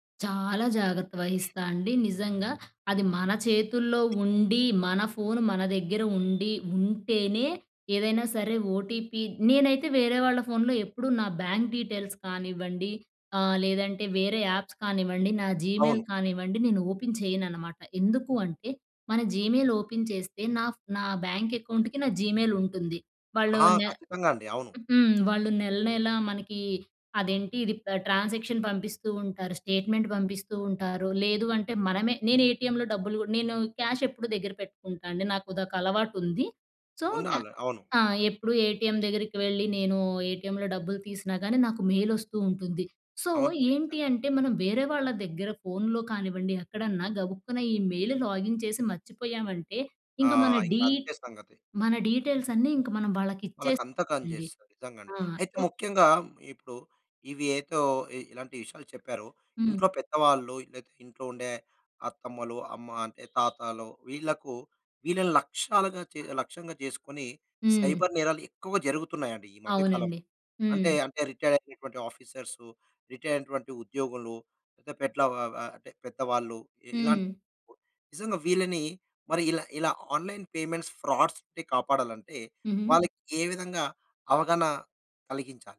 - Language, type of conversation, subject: Telugu, podcast, ఆన్‌లైన్ చెల్లింపులు సురక్షితంగా చేయాలంటే మీ అభిప్రాయం ప్రకారం అత్యంత ముఖ్యమైన జాగ్రత్త ఏమిటి?
- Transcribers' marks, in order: other background noise; tapping; in English: "ఓటీపీ"; in English: "బ్యాంక్ డీటెయిల్స్"; in English: "యాప్స్"; in English: "జీమెయిల్"; in English: "ఓపెన్"; in English: "జీమెయిల్ ఓపెన్"; in English: "బ్యాంక్ అకౌంట్‌కి"; in English: "జీమెయిల్"; in English: "పె ట్రాన్సాక్షన్"; in English: "స్టేట్మెంట్"; in English: "ఏటీఎం‌లో"; in English: "క్యాష్"; in English: "సో"; in English: "ఏటీఎం"; in English: "ఏటీఎం‌లో"; in English: "మెయిల్"; in English: "సో"; in English: "మెయిల్, లాగిన్"; in English: "డీటెయిల్స్"; in English: "సో"; horn; in English: "సైబర్"; in English: "రిటైర్"; in English: "రిటైర్"; other noise; in English: "ఆన్లైన్ పెమెంట్స్, ఫ్రాడ్స్"